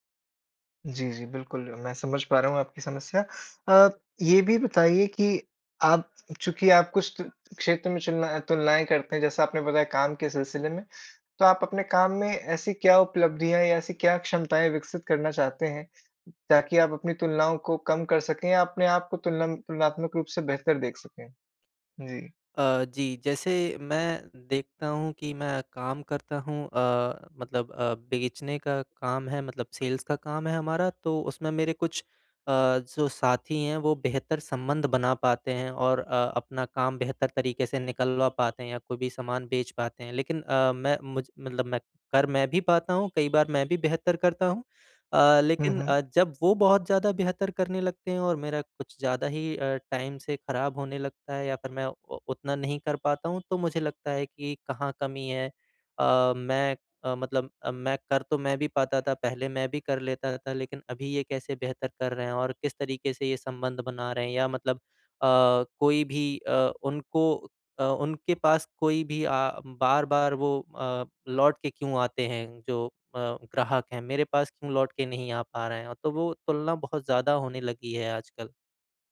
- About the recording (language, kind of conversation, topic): Hindi, advice, मैं दूसरों से तुलना करना छोड़कर अपनी ताकतों को कैसे स्वीकार करूँ?
- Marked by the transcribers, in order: tapping; in English: "सेल्स"; horn; in English: "टाइम"